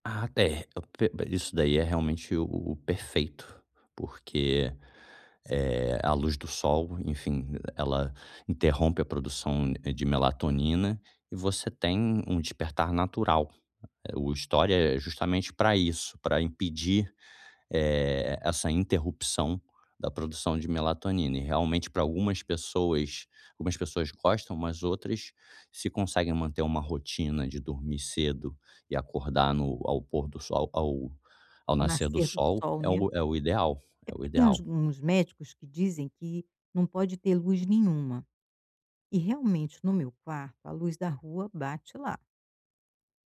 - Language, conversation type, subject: Portuguese, advice, Como posso criar uma rotina tranquila para desacelerar à noite antes de dormir?
- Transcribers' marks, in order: tapping